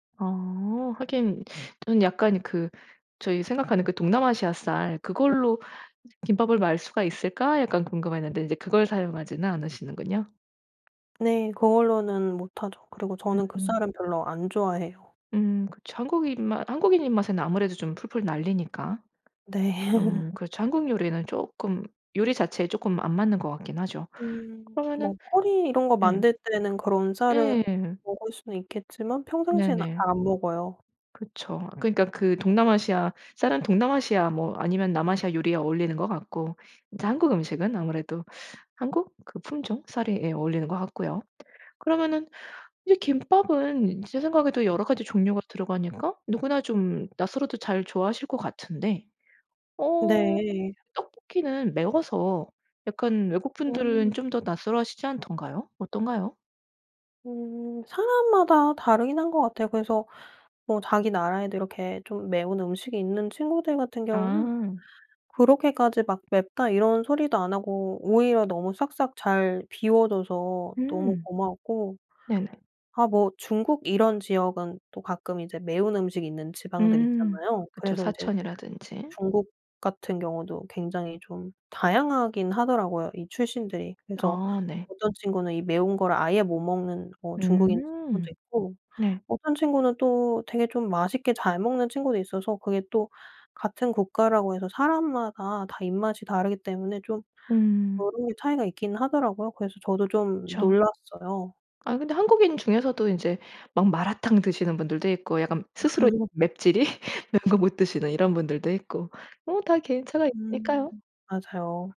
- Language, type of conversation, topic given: Korean, podcast, 음식으로 자신의 문화를 소개해 본 적이 있나요?
- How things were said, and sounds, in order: other background noise; tapping; laugh; laugh